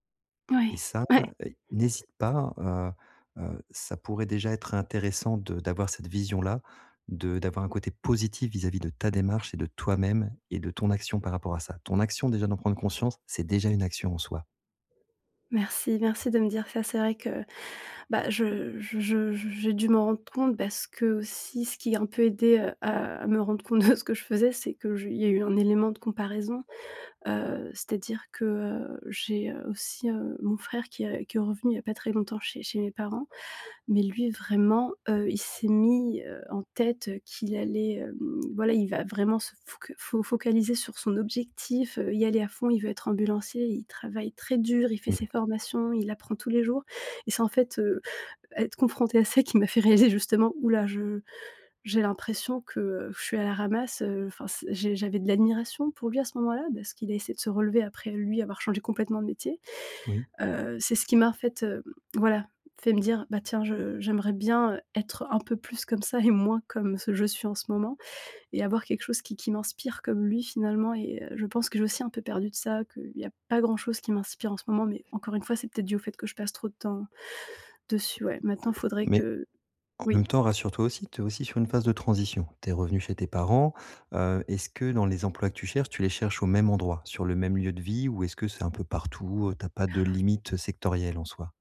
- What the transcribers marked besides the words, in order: stressed: "positif"; laughing while speaking: "de"; tapping; laughing while speaking: "m'a fait réaliser justement"; unintelligible speech
- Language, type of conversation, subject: French, advice, Comment puis-je sortir de l’ennui et réduire le temps que je passe sur mon téléphone ?